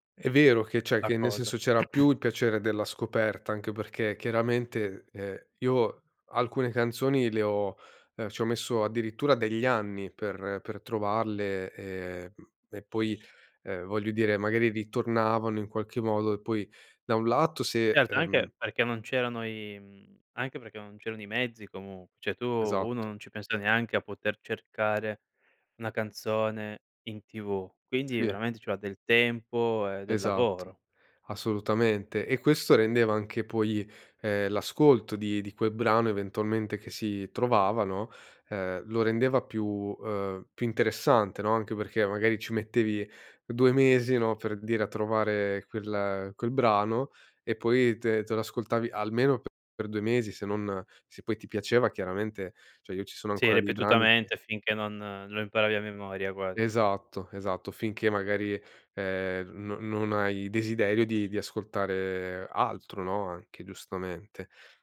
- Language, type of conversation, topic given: Italian, podcast, Come ascoltavi musica prima di Spotify?
- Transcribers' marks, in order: other background noise; throat clearing; "Cioè" said as "ceh"